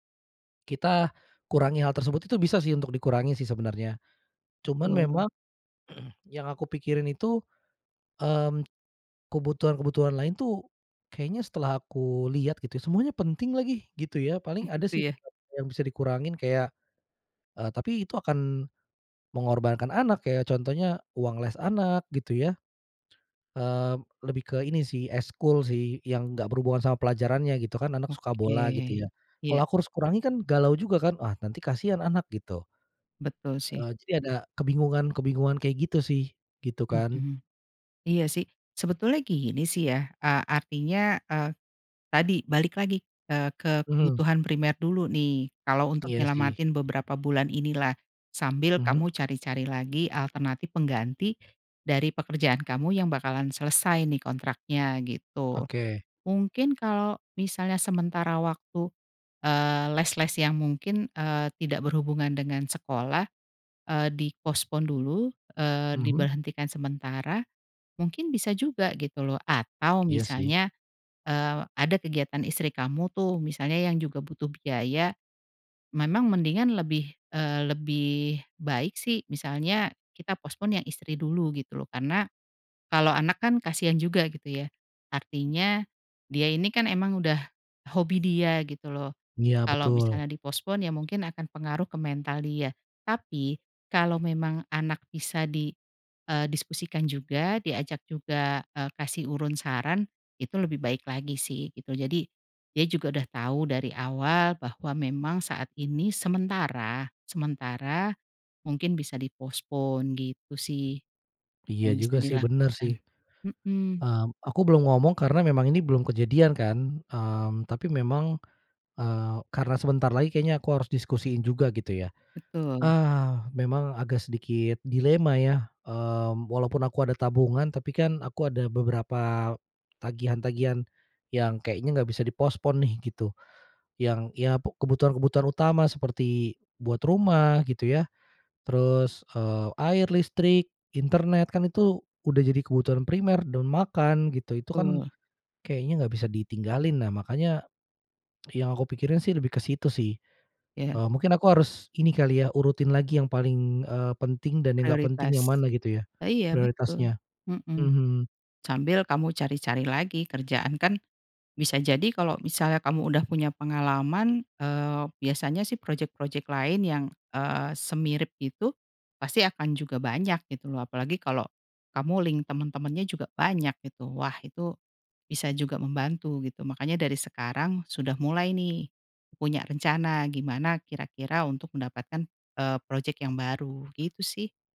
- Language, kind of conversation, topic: Indonesian, advice, Bagaimana cara menghadapi ketidakpastian keuangan setelah pengeluaran mendadak atau penghasilan menurun?
- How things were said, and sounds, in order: throat clearing; chuckle; other background noise; in English: "di-postpone"; in English: "postpone"; in English: "di-postpone"; in English: "di-postpone"; in English: "di-postpone"; in English: "link"